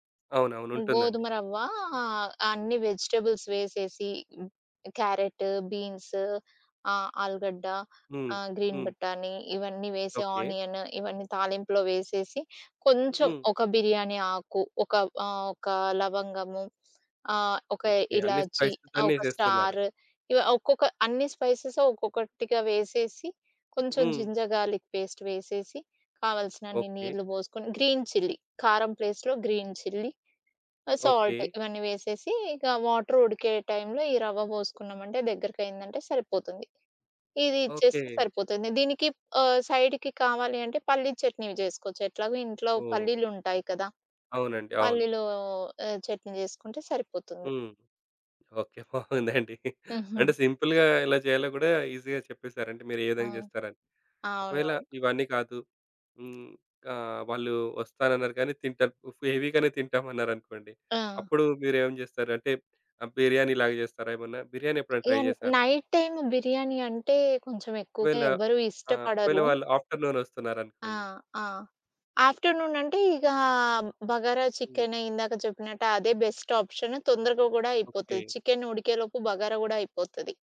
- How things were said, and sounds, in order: in English: "వెజిటబుల్స్"; in English: "ఆనియన్"; in Hindi: "ఇలాచీ"; in English: "స్టార్"; in English: "స్పైసెస్"; in English: "స్పైసీ"; in English: "జింజర్ గార్‌లిక్ పేస్ట్"; in English: "గ్రీన్ చిల్లీ"; in English: "ప్లేస్ట్‌లో గ్రీన్ చిల్లీ"; other background noise; in English: "సాల్ట్"; in English: "వాటర్"; in English: "సైడ్‌కి"; laughing while speaking: "బావుందండి"; in English: "సింపుల్‌గా"; in English: "ఈజీగా"; in English: "హెవీగానే"; in English: "ట్రై"; in English: "నైట్ టైమ్"; in English: "ఆఫ్టర్‌నూన్"; in English: "ఆఫ్టర్‌నూన్"; in English: "బెస్ట్ ఆప్షన్"
- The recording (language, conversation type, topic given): Telugu, podcast, ఒక చిన్న బడ్జెట్‌లో పెద్ద విందు వంటకాలను ఎలా ప్రణాళిక చేస్తారు?